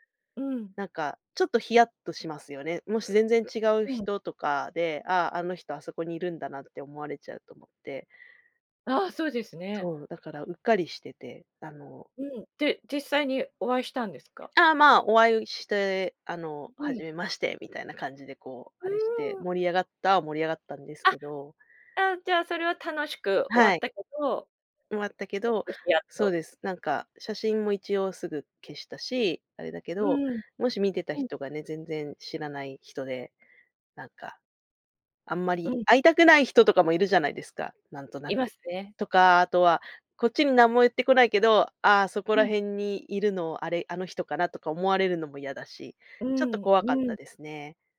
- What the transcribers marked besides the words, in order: none
- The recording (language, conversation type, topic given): Japanese, podcast, SNSとどう付き合っていますか？